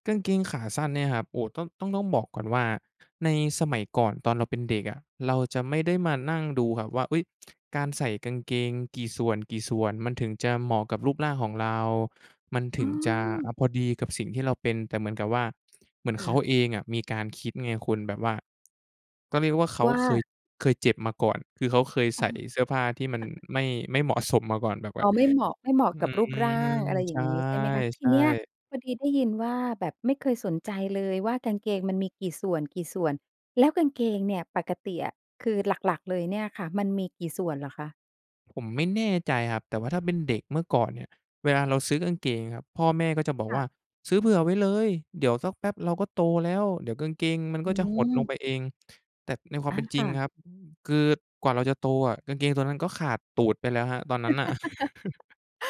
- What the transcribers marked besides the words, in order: other noise; lip smack; other background noise; lip smack; chuckle; chuckle; tapping; chuckle
- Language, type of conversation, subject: Thai, podcast, มีเคล็ดลับแต่งตัวยังไงให้ดูแพงแบบประหยัดไหม?